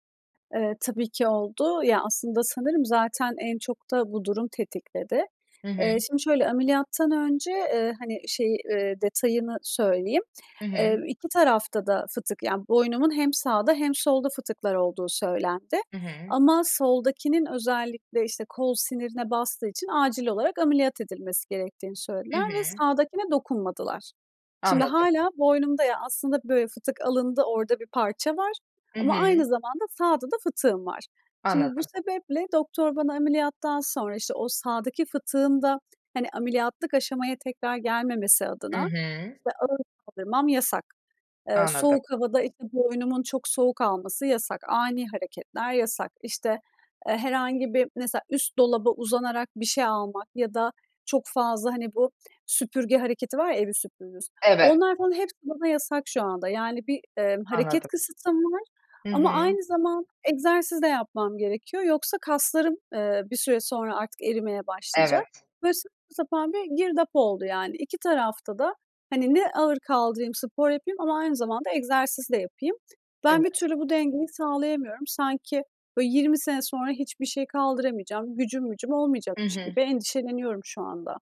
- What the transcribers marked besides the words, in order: none
- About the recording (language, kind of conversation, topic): Turkish, advice, Yaşlanma nedeniyle güç ve dayanıklılık kaybetmekten korkuyor musunuz?